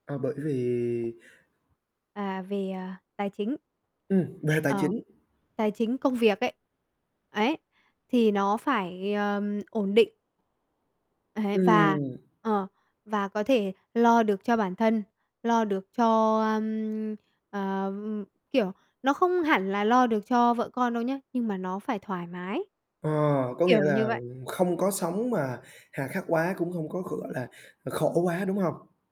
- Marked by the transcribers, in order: static; tapping; distorted speech; laughing while speaking: "Ấy"; "gọi" said as "gựa"
- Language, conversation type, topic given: Vietnamese, podcast, Bạn chọn bạn đời dựa trên những tiêu chí nào?